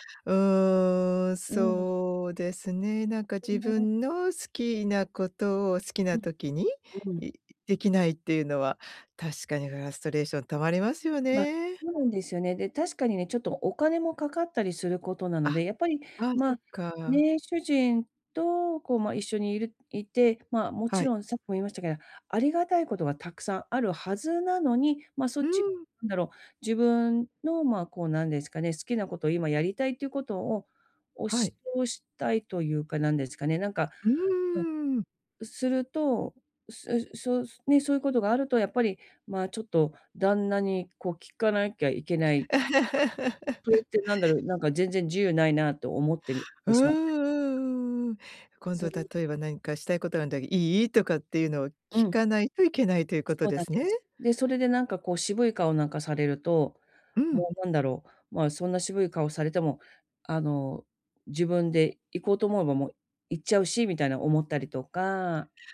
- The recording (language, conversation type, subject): Japanese, advice, 日々の中で小さな喜びを見つける習慣をどうやって身につければよいですか？
- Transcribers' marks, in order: unintelligible speech; laugh; other noise